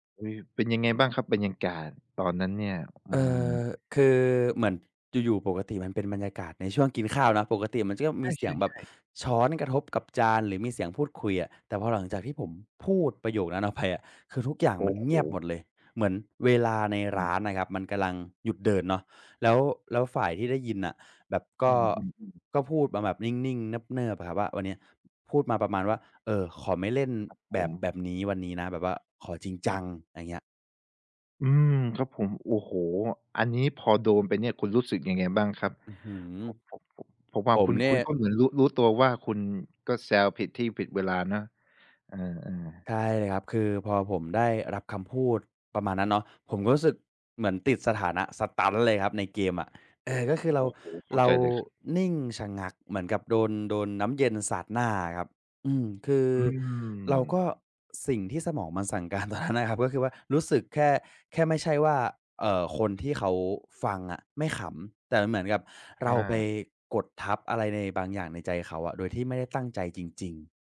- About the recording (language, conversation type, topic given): Thai, podcast, เคยโดนเข้าใจผิดจากการหยอกล้อไหม เล่าให้ฟังหน่อย
- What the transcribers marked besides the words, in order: laughing while speaking: "ไปอะ"; other background noise; laughing while speaking: "การตอนนั้นนะครับ"